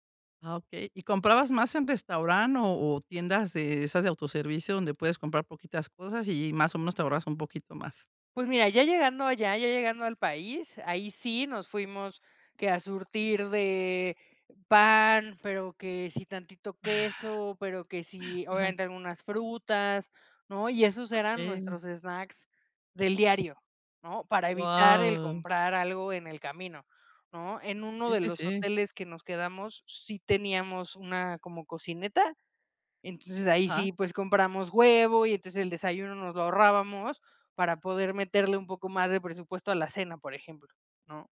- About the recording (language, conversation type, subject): Spanish, podcast, ¿Tienes trucos para viajar barato sin sufrir?
- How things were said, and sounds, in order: tapping